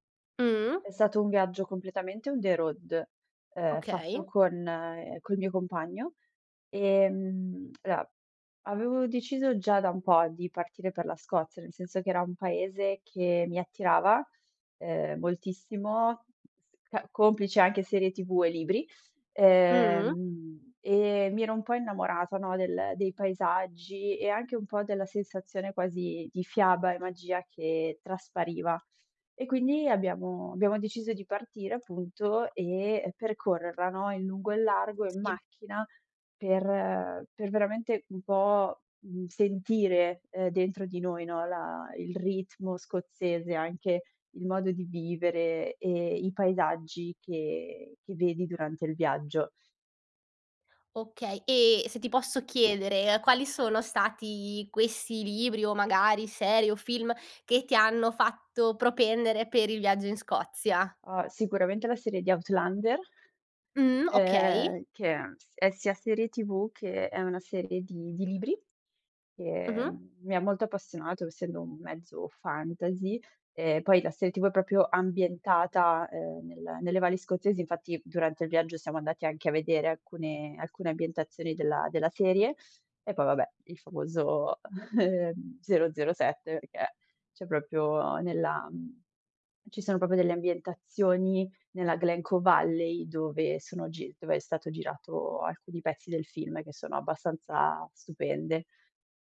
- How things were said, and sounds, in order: in English: "on the road"; tsk; "allora" said as "aloa"; other background noise; "proprio" said as "propio"; laughing while speaking: "ehm"; "proprio" said as "propio"; "proprio" said as "propio"
- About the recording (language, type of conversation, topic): Italian, podcast, Raccontami di un viaggio che ti ha cambiato la vita?